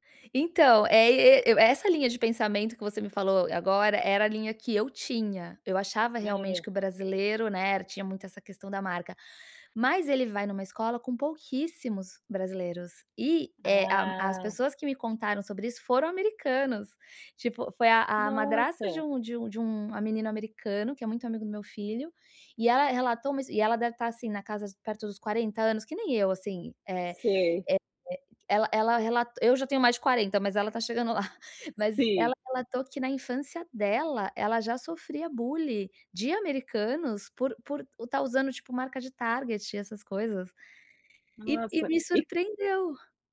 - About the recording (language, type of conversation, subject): Portuguese, advice, Como posso reconciliar o que compro com os meus valores?
- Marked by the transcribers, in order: tapping; chuckle